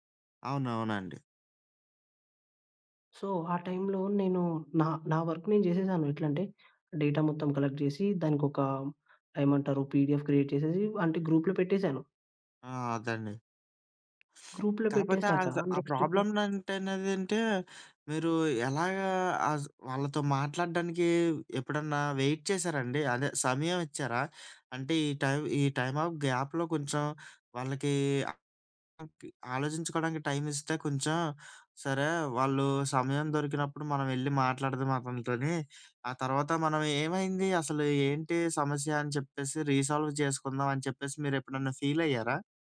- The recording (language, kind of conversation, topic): Telugu, podcast, సమస్యపై మాట్లాడడానికి సరైన సమయాన్ని మీరు ఎలా ఎంచుకుంటారు?
- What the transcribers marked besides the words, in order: in English: "సో"; in English: "వర్క్"; in English: "డేటా"; in English: "కలెక్ట్"; in English: "పిడిఎఫ్ క్రియేట్"; in English: "గ్రూప్‌లో"; other background noise; tapping; in English: "గ్రూప్‌లో"; in English: "ప్రాబ్లమ్"; in English: "నెక్స్ట్"; in English: "వెయిట్"; in English: "టైమ్ ఆఫ్ గ్యాప్‍లో"; in English: "రీసాల్వ్"